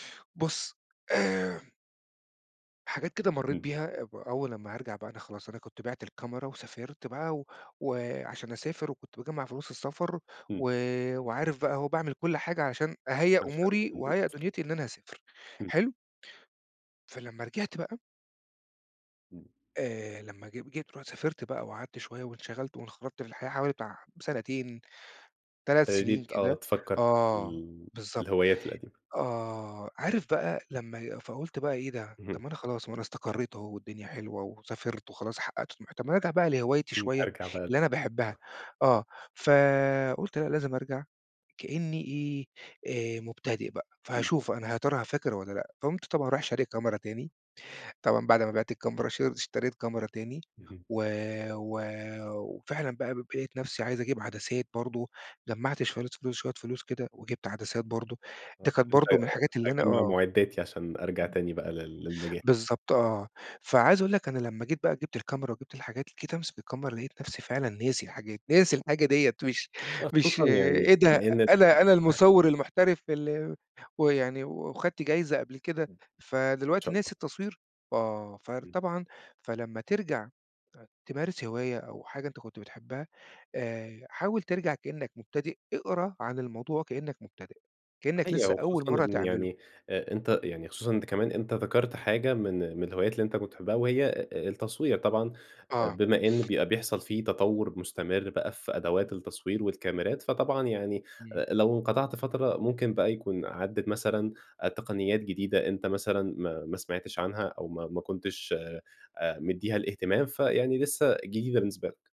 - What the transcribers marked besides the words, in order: unintelligible speech; other background noise; tapping; "شوية" said as "شوالة"; other noise; unintelligible speech
- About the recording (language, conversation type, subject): Arabic, podcast, إيه نصيحتك لحد رجع لهواية تاني بعد فترة غياب؟